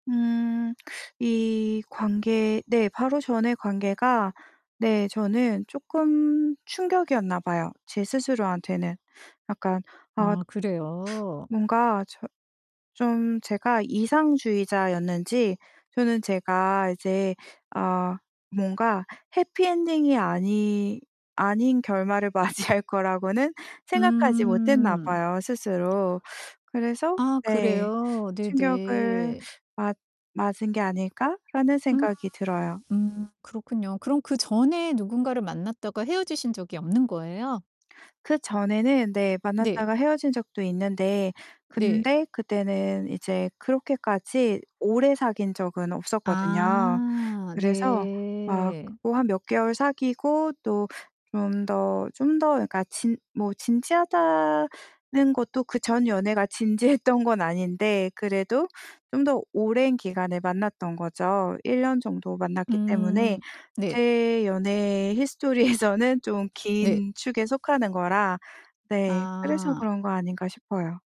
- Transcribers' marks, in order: teeth sucking; laughing while speaking: "맞이할"; static; other background noise; tapping; laughing while speaking: "진지했던"; laughing while speaking: "히스토리에서는"
- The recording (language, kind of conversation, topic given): Korean, advice, 새로운 연애를 시작하는 것이 두려워 망설이는 마음을 어떻게 설명하시겠어요?